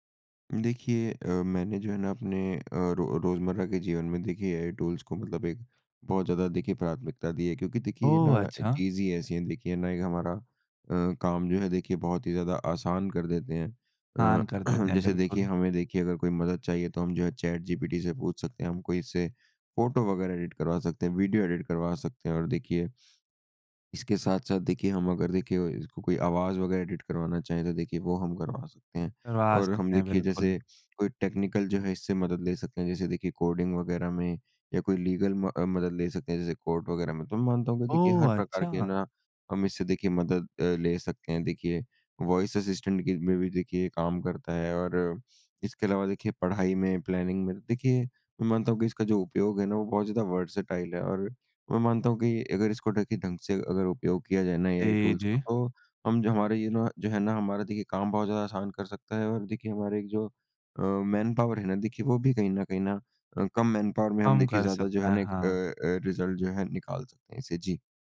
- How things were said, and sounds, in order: throat clearing; in English: "ऑन"; in English: "एडिट"; in English: "एडिट"; in English: "एडिट"; in English: "टेक्निकल"; in English: "लीगल"; in English: "वॉइस असिस्टेंट"; in English: "प्लानिंग"; in English: "वर्सेटाइल"; in English: "मैनपावर"; in English: "मैनपावर"; in English: "रिज़ल्ट"
- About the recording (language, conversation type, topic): Hindi, podcast, एआई टूल्स को आपने रोज़मर्रा की ज़िंदगी में कैसे आज़माया है?